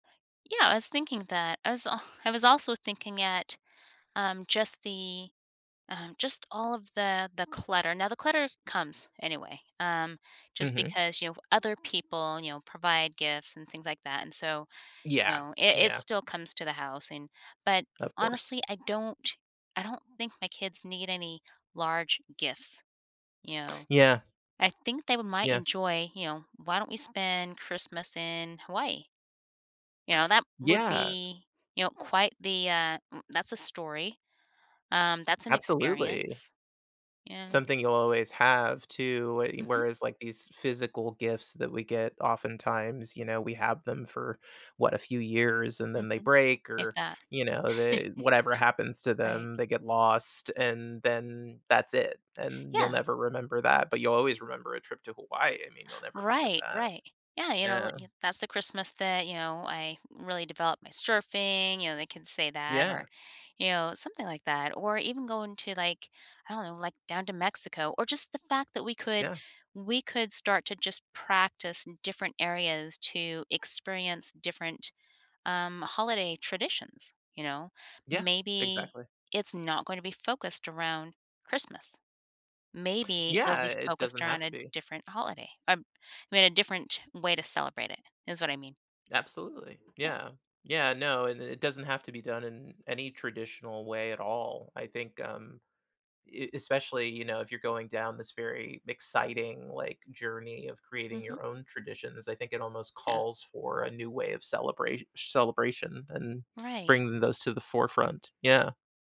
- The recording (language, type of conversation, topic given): English, advice, How can I reconnect my family with our old traditions?
- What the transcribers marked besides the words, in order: exhale; other background noise; tapping; chuckle